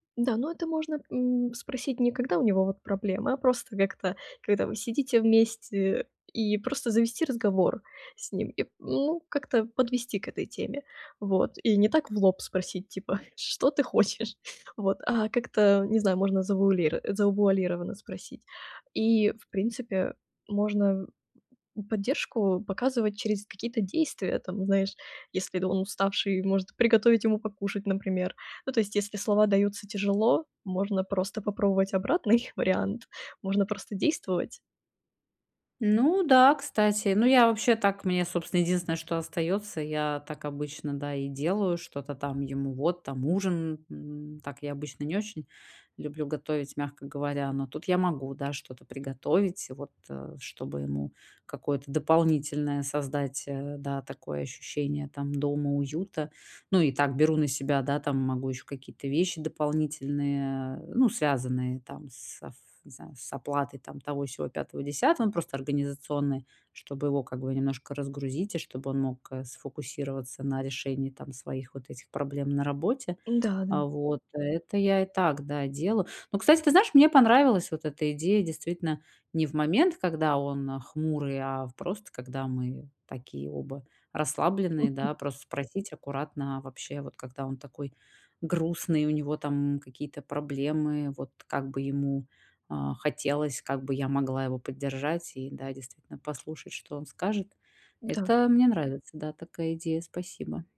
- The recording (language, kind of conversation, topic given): Russian, advice, Как поддержать партнёра, который переживает жизненные трудности?
- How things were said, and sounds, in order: tapping; chuckle; stressed: "грустный"